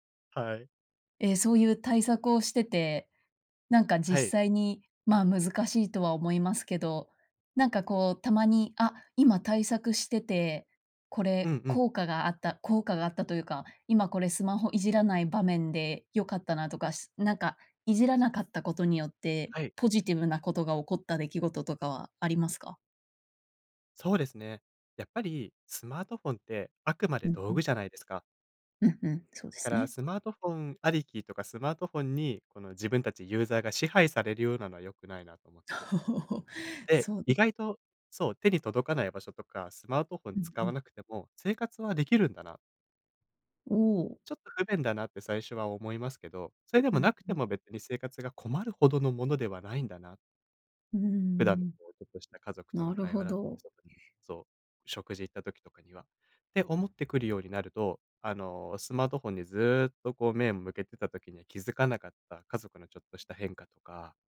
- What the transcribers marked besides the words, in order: laugh; unintelligible speech
- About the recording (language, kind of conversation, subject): Japanese, podcast, スマホ依存を感じたらどうしますか？